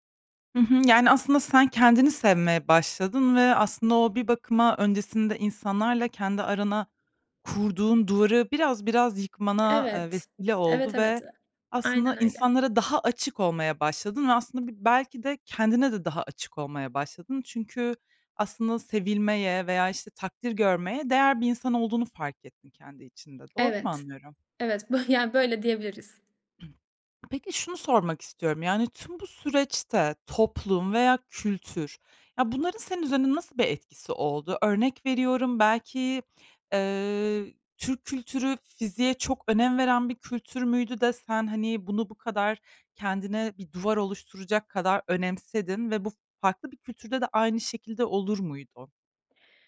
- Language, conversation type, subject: Turkish, podcast, Kendine güvenini nasıl inşa ettin?
- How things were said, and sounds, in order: tapping; other noise